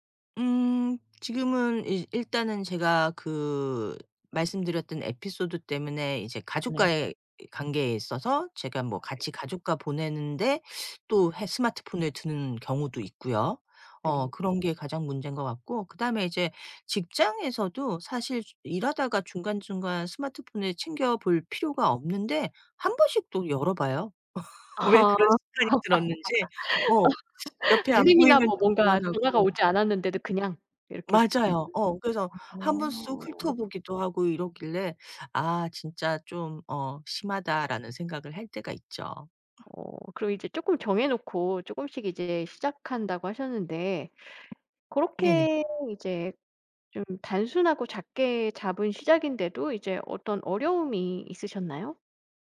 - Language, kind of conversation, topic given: Korean, podcast, 디지털 디톡스는 어떻게 시작하면 좋을까요?
- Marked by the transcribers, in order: laughing while speaking: "아"; laugh; laughing while speaking: "왜 그런 습관이"; other background noise; laugh; tapping; background speech